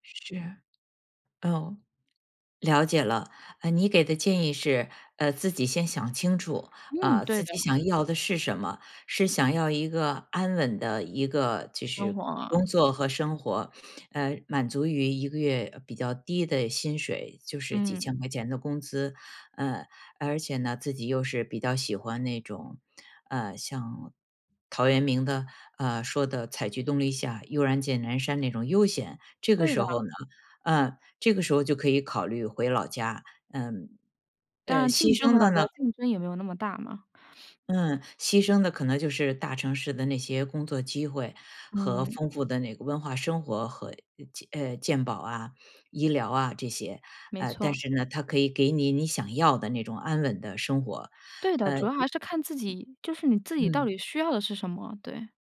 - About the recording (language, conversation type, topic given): Chinese, podcast, 你会选择留在城市，还是回老家发展？
- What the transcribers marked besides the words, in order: other background noise